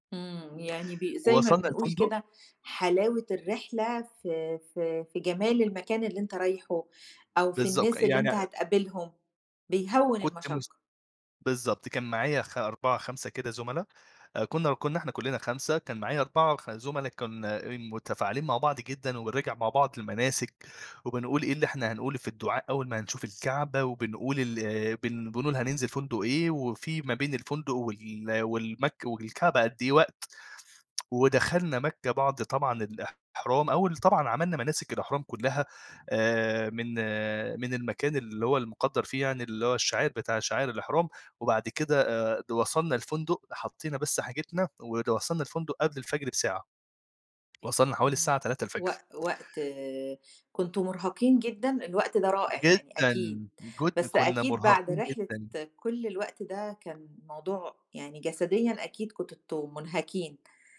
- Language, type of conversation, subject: Arabic, podcast, إزاي زيارة مكان مقدّس أثّرت على مشاعرك؟
- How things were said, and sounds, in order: other background noise; tsk; tapping